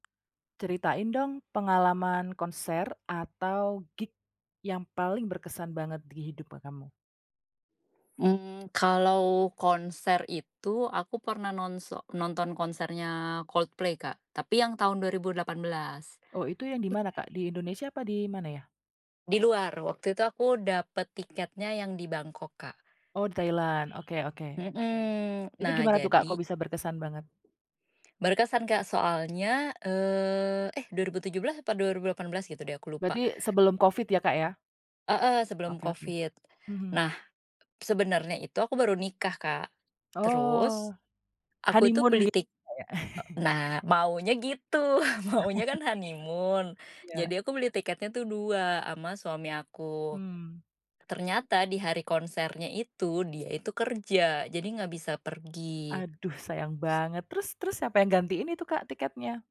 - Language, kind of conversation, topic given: Indonesian, podcast, Apa pengalaman konser atau pertunjukan musik yang paling berkesan buat kamu?
- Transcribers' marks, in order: tapping; other background noise; in English: "honeymoon"; chuckle; in English: "honeymoon"